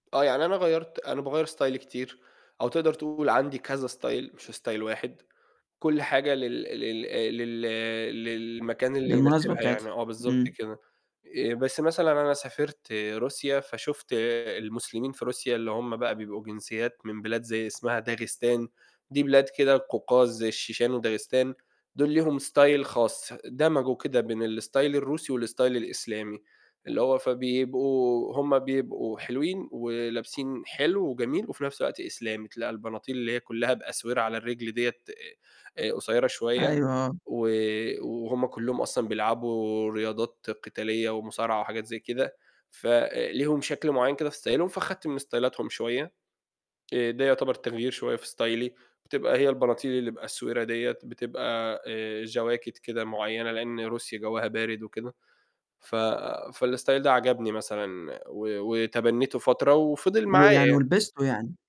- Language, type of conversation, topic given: Arabic, podcast, إزاي تعرف إن ستايلك بقى ناضج ومتماسك؟
- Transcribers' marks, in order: in English: "ستايلي"; distorted speech; in English: "style"; tapping; in English: "style"; other noise; in English: "style"; in English: "الstyle"; in English: "والstyle"; in English: "ستايلهم"; in English: "ستايلاتهم"; in English: "ستايلي"; in English: "فالstyle"